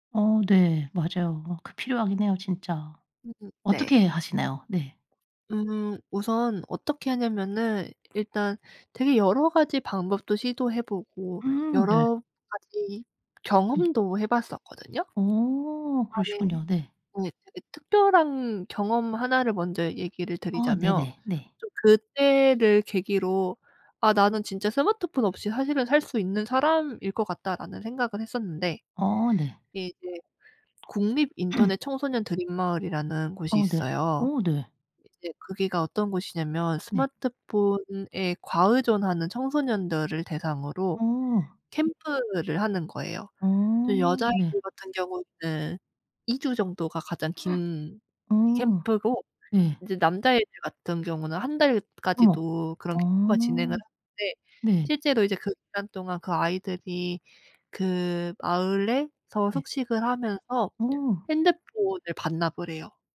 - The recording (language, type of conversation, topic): Korean, podcast, 스마트폰 같은 방해 요소를 어떻게 관리하시나요?
- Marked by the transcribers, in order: other background noise; throat clearing; gasp